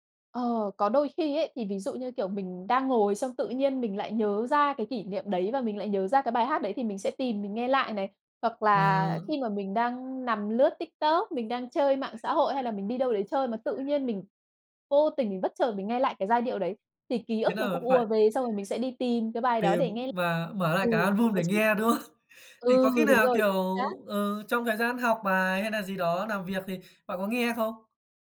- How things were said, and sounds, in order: other background noise; laughing while speaking: "không?"; tapping; "làm" said as "nàm"
- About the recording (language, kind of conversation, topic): Vietnamese, podcast, Bạn có hay nghe lại những bài hát cũ để hoài niệm không, và vì sao?